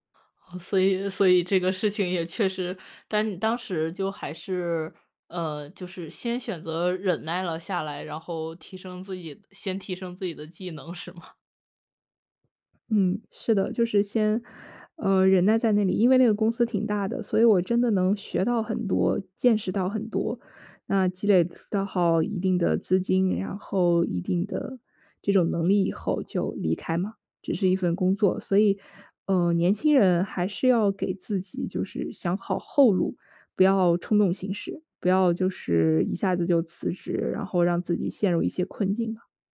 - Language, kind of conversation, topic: Chinese, podcast, 你会给刚踏入职场的人什么建议？
- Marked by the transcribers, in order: laughing while speaking: "是吗？"